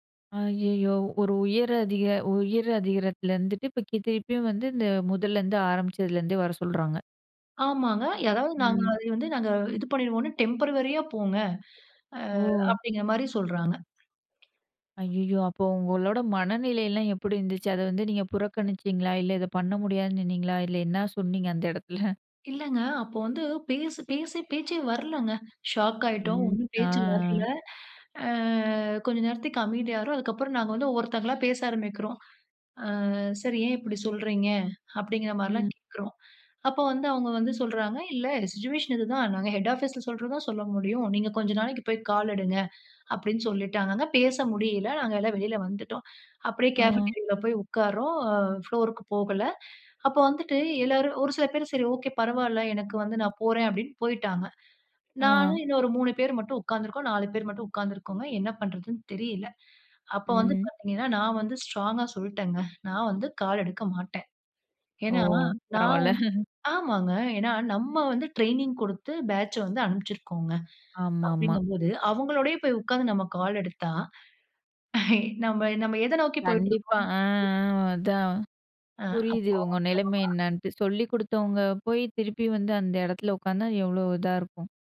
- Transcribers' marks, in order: "அதிகாரத்தில" said as "அதிகரத்துல"; in English: "டெம்பரவரியா"; other background noise; laughing while speaking: "இடத்ல?"; drawn out: "ஆ"; drawn out: "ஆ"; drawn out: "ஆ"; in English: "சிட்சுவேஷன்"; in English: "ஹெட் ஆபீஸ்ல"; in English: "கேபடீரியால"; in English: "ஃபுளோர்க்கு"; background speech; in English: "ஸ்ட்ராங்கா"; laughing while speaking: "பரவால்ல"; tapping; in English: "பேட்ச்ச"; laugh
- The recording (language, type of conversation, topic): Tamil, podcast, நீங்கள் வாழ்க்கையின் நோக்கத்தை எப்படிக் கண்டுபிடித்தீர்கள்?